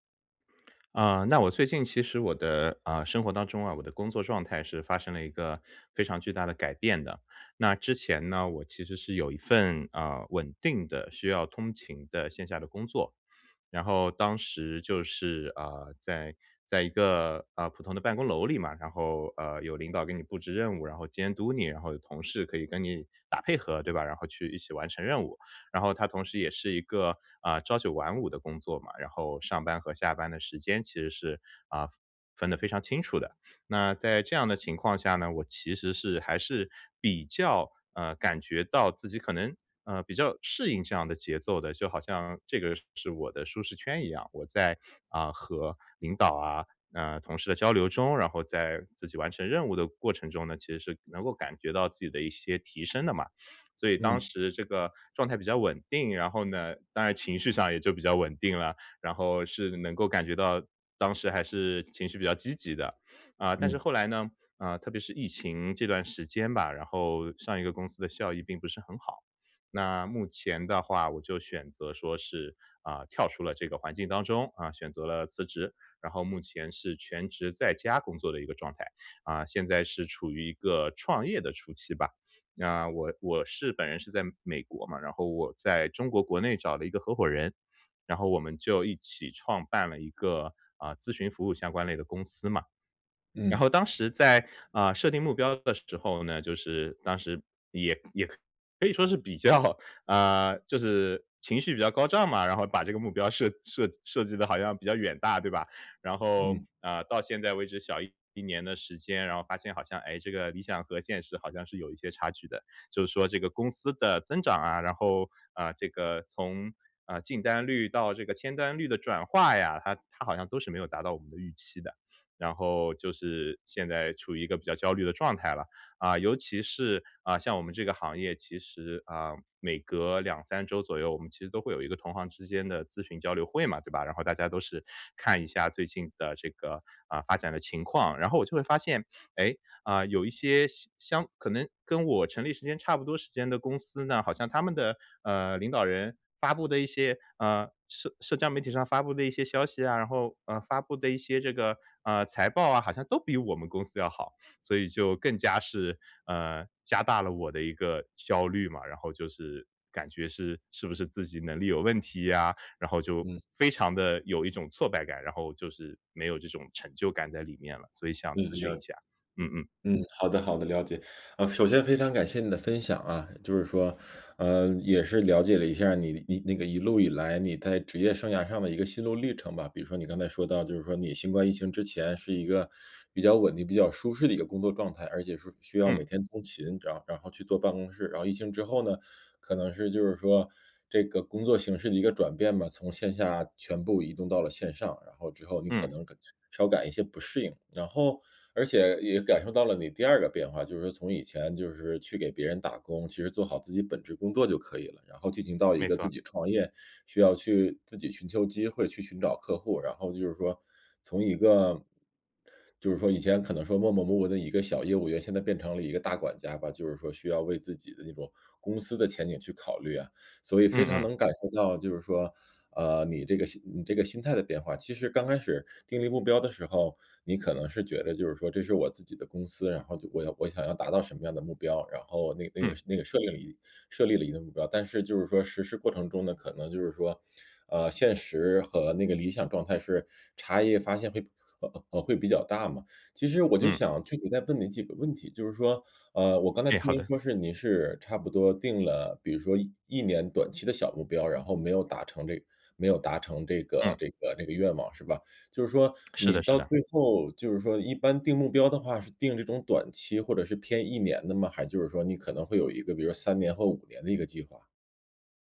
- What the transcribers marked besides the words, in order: laughing while speaking: "比较"; teeth sucking
- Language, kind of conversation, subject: Chinese, advice, 如何在追求成就的同时保持身心健康？